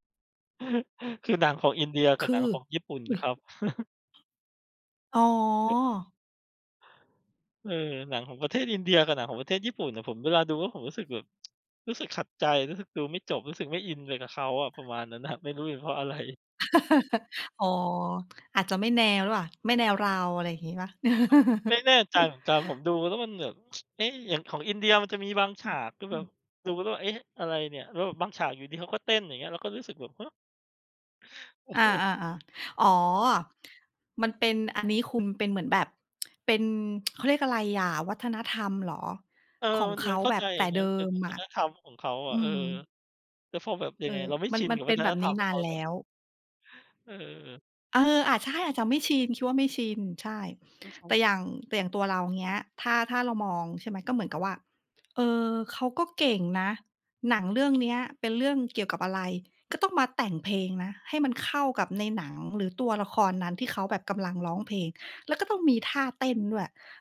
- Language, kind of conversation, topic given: Thai, unstructured, ภาพยนตร์เรื่องโปรดของคุณสอนอะไรคุณบ้าง?
- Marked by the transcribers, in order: chuckle; other noise; chuckle; tsk; laughing while speaking: "อะ"; laughing while speaking: "อะไร"; chuckle; chuckle; tsk; tapping; chuckle; tsk